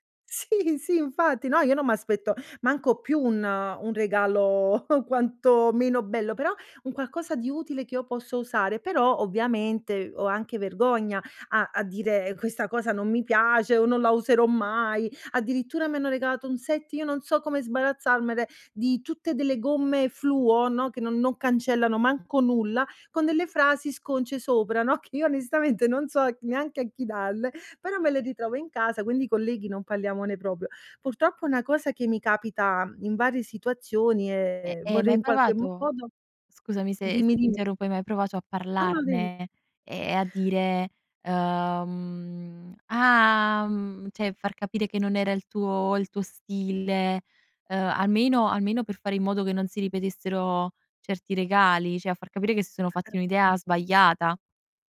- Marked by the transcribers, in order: laughing while speaking: "Sì, sì infatti"; laughing while speaking: "regalo"; laughing while speaking: "che"; "cioè" said as "ceh"; "cioè" said as "ceh"; unintelligible speech
- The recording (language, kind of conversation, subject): Italian, advice, Come posso gestire i regali inutili che occupano spazio e mi fanno sentire in obbligo?